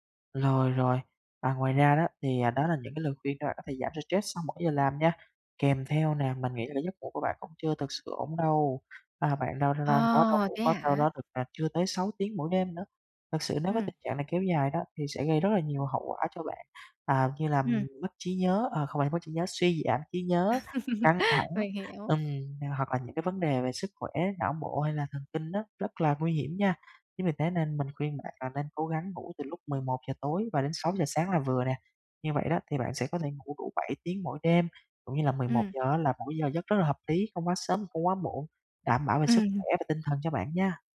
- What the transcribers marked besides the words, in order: tapping; other background noise; laugh
- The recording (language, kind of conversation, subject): Vietnamese, advice, Làm sao để giảm căng thẳng sau giờ làm mỗi ngày?